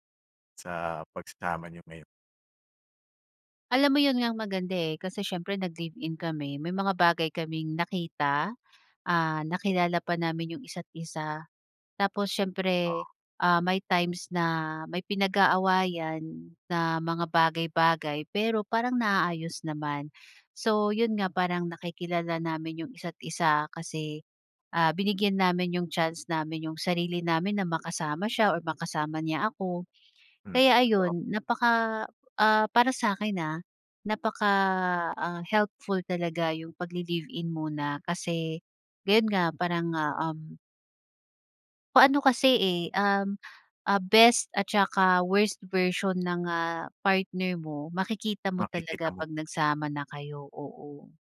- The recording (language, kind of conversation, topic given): Filipino, podcast, Sino ang bigla mong nakilala na nagbago ng takbo ng buhay mo?
- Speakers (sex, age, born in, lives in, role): female, 30-34, Philippines, Philippines, guest; male, 45-49, Philippines, Philippines, host
- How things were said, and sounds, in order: other background noise